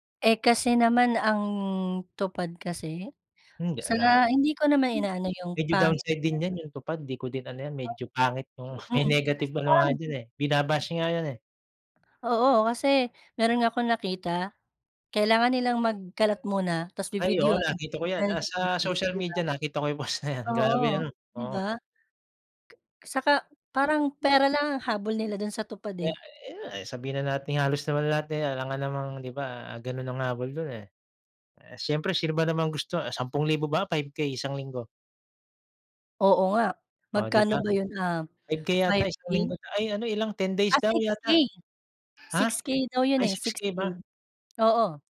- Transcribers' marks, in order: laughing while speaking: "na 'yan"; unintelligible speech; other background noise
- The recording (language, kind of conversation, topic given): Filipino, unstructured, Paano sa tingin mo naaapektuhan ng polusyon ang kalikasan ngayon, at bakit mahalaga pa rin ang mga puno sa ating buhay?